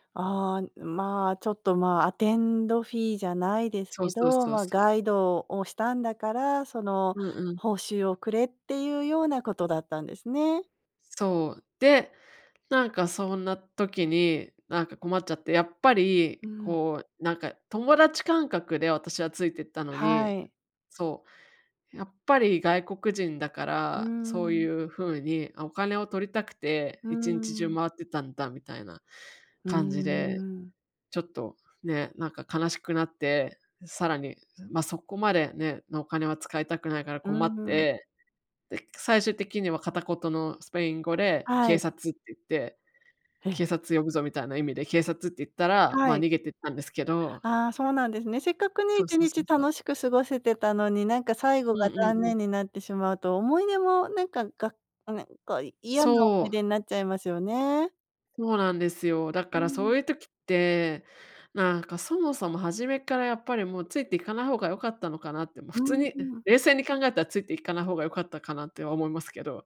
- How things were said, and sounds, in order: none
- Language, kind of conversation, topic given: Japanese, advice, 旅行中に言葉や文化の壁にぶつかったとき、どう対処すればよいですか？